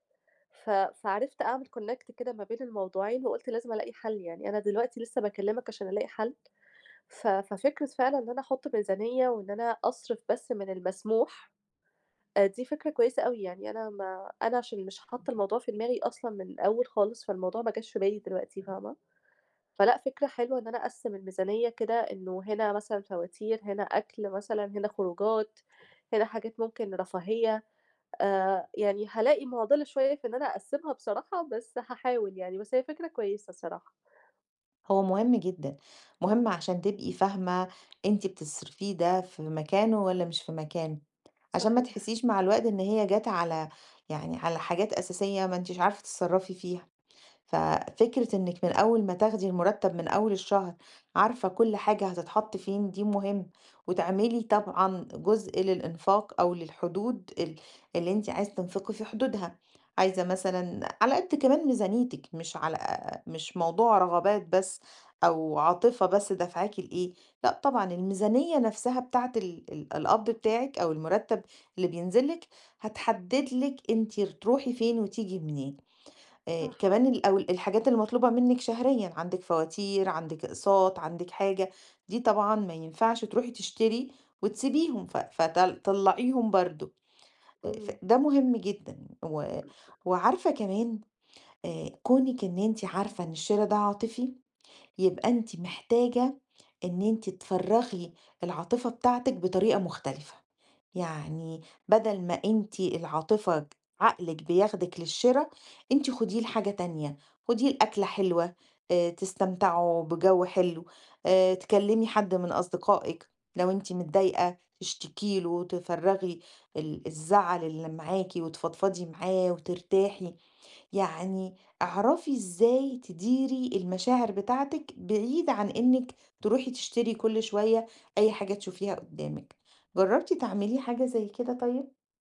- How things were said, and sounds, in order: in English: "Connect"; other background noise
- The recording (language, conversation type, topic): Arabic, advice, إزاي أتعلم أتسوّق بذكاء وأمنع نفسي من الشراء بدافع المشاعر؟